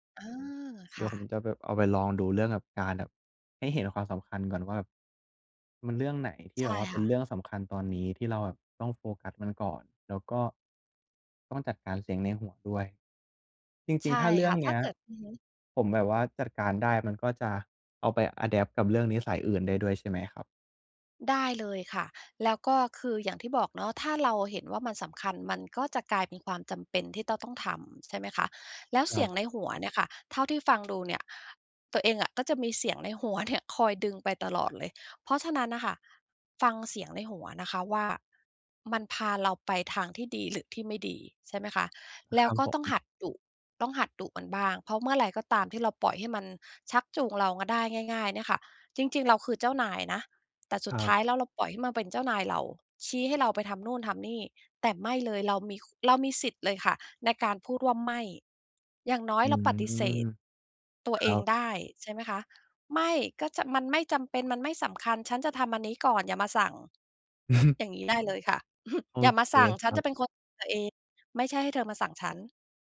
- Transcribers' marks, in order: laughing while speaking: "เนี่ย"; other background noise; chuckle
- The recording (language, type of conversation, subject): Thai, advice, ฉันจะหยุดทำพฤติกรรมเดิมที่ไม่ดีต่อฉันได้อย่างไร?